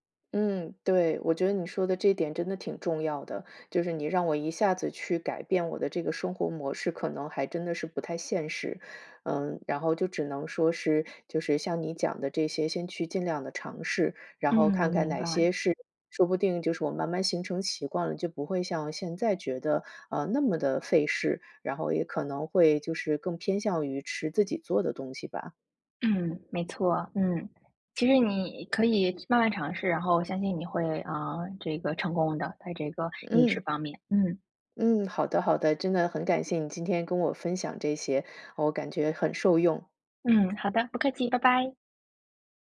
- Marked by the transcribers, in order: tapping
- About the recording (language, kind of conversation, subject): Chinese, advice, 我怎样在预算有限的情况下吃得更健康？